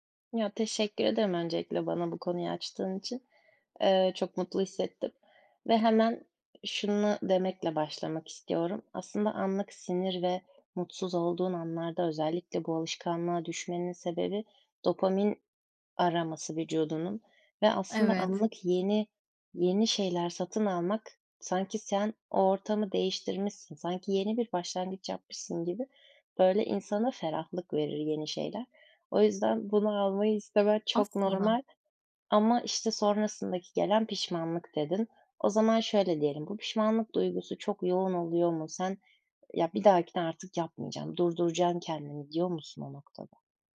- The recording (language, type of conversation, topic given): Turkish, advice, Anlık satın alma dürtülerimi nasıl daha iyi kontrol edip tasarruf edebilirim?
- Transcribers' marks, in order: other background noise